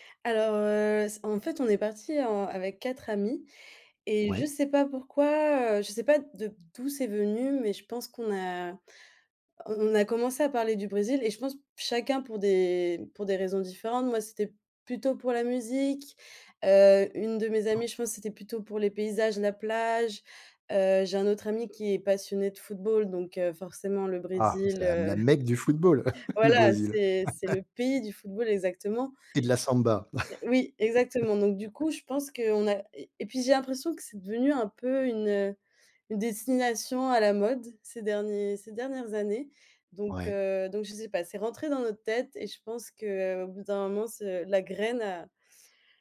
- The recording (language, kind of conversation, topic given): French, podcast, Quel est le voyage le plus inoubliable que tu aies fait ?
- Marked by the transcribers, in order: tapping; other background noise; chuckle; laugh; stressed: "pays"; laugh